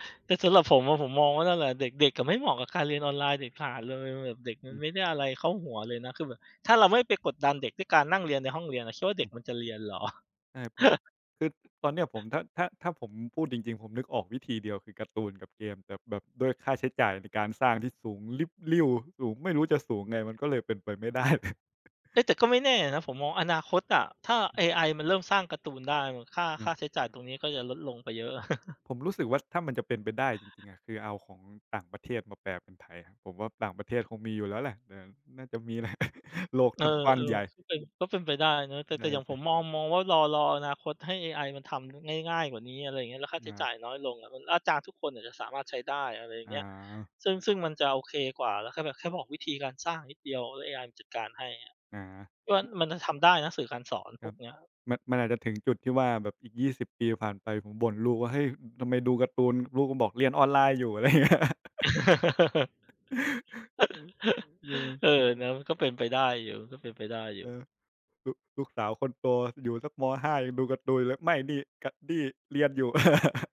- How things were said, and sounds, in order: laughing while speaking: "เหรอ ?"; laugh; other background noise; laughing while speaking: "ไม่ได้"; laugh; unintelligible speech; laughing while speaking: "มีแหละ โลกมันกว้างใหญ่"; laughing while speaking: "อะไรอย่างเงี้ย"; laugh; chuckle; laugh
- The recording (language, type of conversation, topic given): Thai, unstructured, คุณคิดว่าการเรียนออนไลน์ดีกว่าการเรียนในห้องเรียนหรือไม่?
- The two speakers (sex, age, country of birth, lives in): male, 25-29, Thailand, Thailand; male, 35-39, Thailand, Thailand